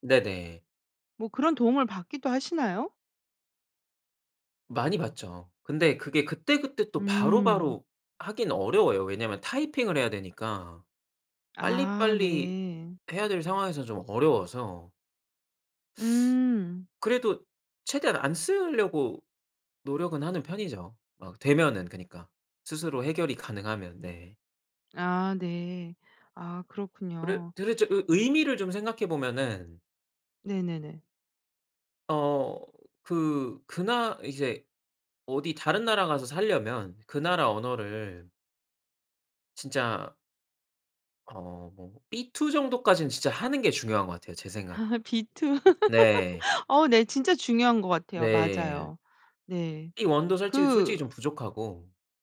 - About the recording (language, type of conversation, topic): Korean, podcast, 언어가 당신에게 어떤 의미인가요?
- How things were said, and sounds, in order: teeth sucking; tapping; other background noise; in English: "B 투"; laugh; in English: "B 투?"; laugh; in English: "B 원 도"